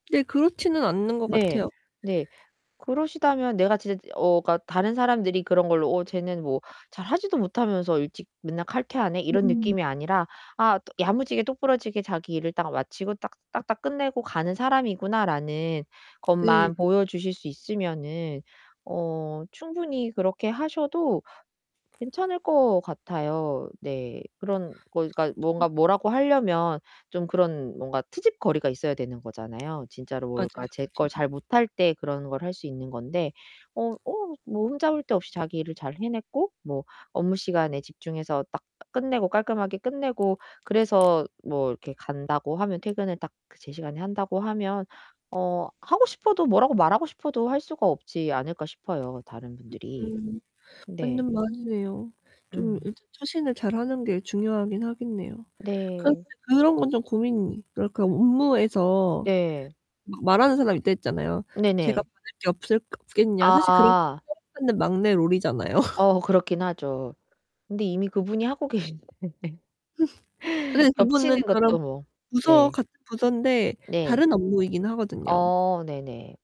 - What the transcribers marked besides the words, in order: static; "않은" said as "않는"; other background noise; distorted speech; unintelligible speech; laughing while speaking: "롤이잖아요"; laughing while speaking: "어"; tapping; laugh; laughing while speaking: "계신데"; laugh
- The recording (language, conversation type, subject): Korean, advice, 업무 시간과 개인 시간을 어떻게 하면 명확히 구분할 수 있을까요?